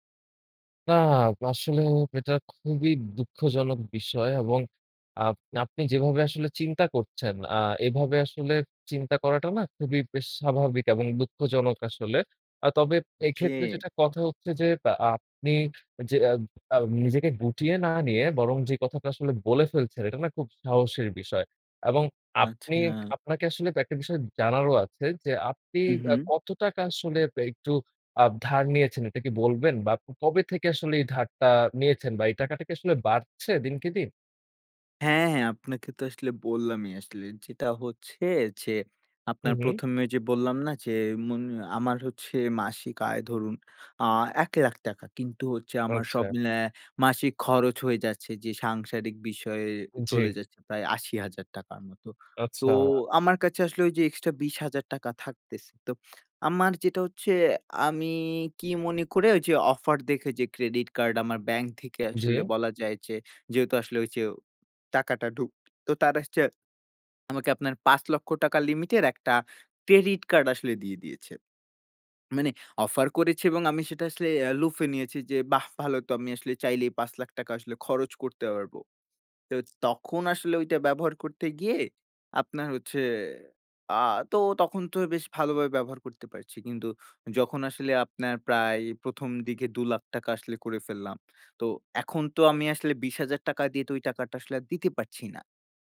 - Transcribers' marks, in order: tapping; other background noise; other noise
- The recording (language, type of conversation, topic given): Bengali, advice, ক্রেডিট কার্ডের দেনা কেন বাড়ছে?